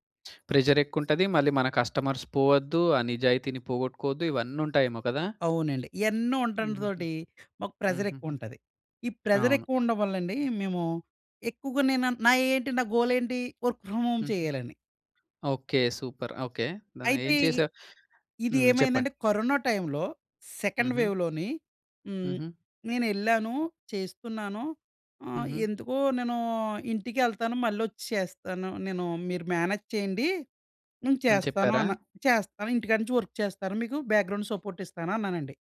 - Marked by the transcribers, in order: other background noise; in English: "కస్టమర్స్"; in English: "వర్క్ ఫ్రమ్ హోమ్"; in English: "సూపర్"; in English: "సెకండ్"; in English: "మేనేజ్"; in English: "వర్క్"; tapping; in English: "బ్యాక్‌గ్రౌండ్ సపోర్ట్"
- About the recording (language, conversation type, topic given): Telugu, podcast, ఇంటినుంచి పని చేస్తున్నప్పుడు మీరు దృష్టి నిలబెట్టుకోవడానికి ఏ పద్ధతులు పాటిస్తారు?